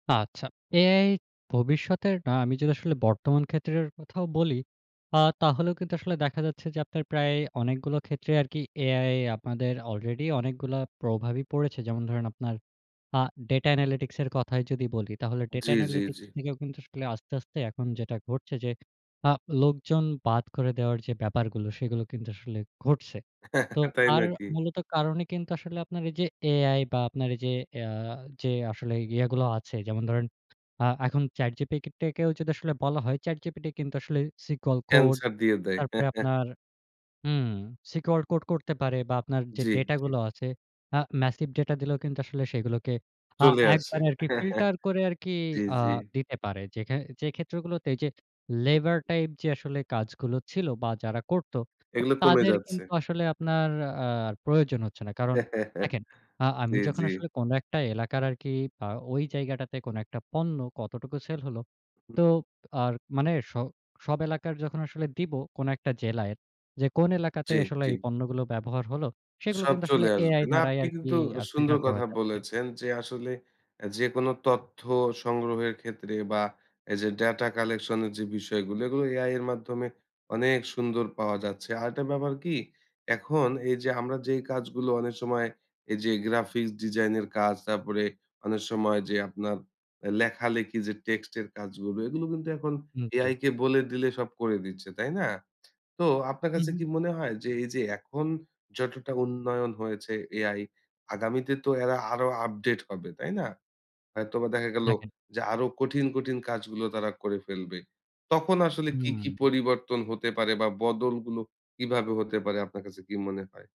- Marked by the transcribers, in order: chuckle; "ChatGPT-কেও" said as "চ্যাটজিপিকিটিকেও"; chuckle; chuckle; chuckle
- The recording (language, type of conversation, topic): Bengali, podcast, তুমি কীভাবে মনে করো, কৃত্রিম বুদ্ধিমত্তা চাকরির ওপর প্রভাব ফেলবে?